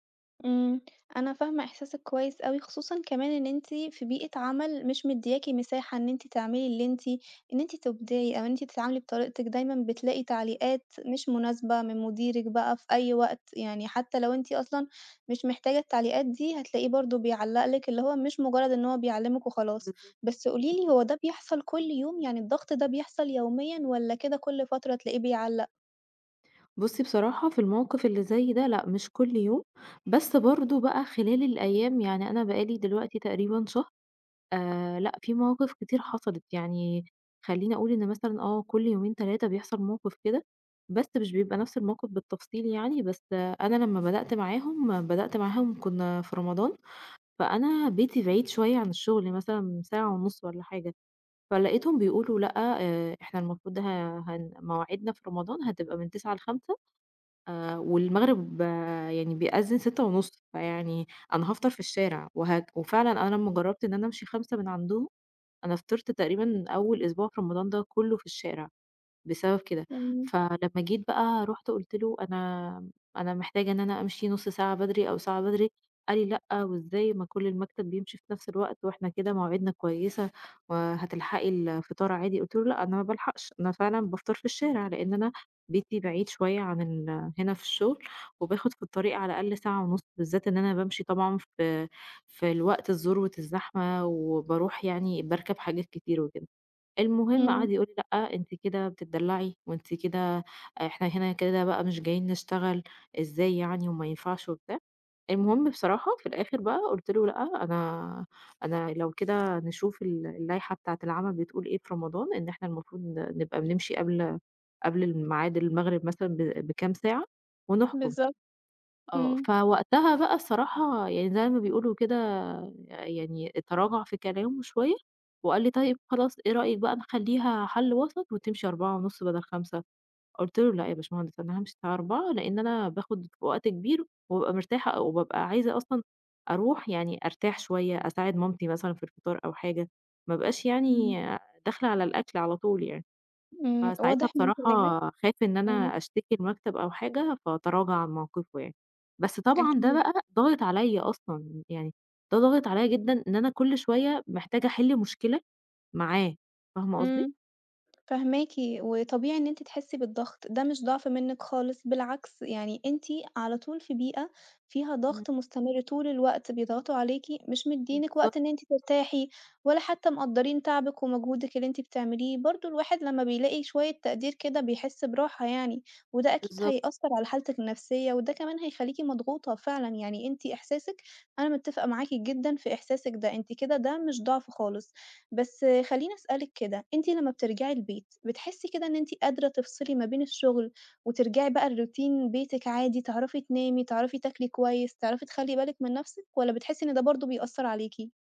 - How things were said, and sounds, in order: other street noise; other background noise; unintelligible speech; tapping; in English: "لروتين"
- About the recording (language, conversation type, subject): Arabic, advice, إزاي أتعامل مع ضغط الإدارة والزمايل المستمر اللي مسببلي إرهاق نفسي؟